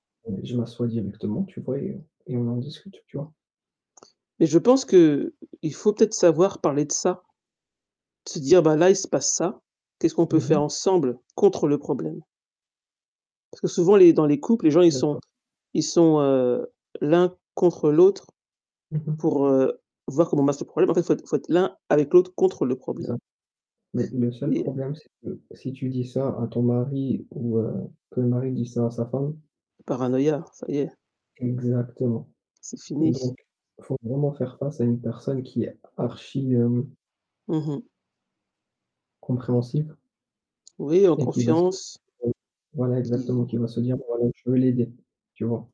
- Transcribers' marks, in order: static; tapping; distorted speech; other background noise
- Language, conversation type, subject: French, unstructured, Crois-tu que tout le monde mérite une seconde chance ?